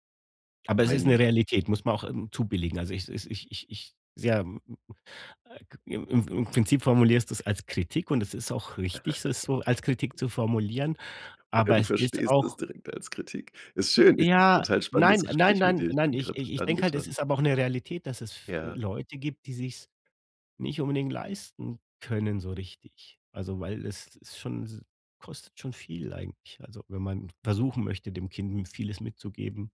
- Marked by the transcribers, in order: unintelligible speech; laugh; other background noise
- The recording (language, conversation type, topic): German, podcast, Welche Tipps hast du für Familien, die mit Kindern draußen unterwegs sind?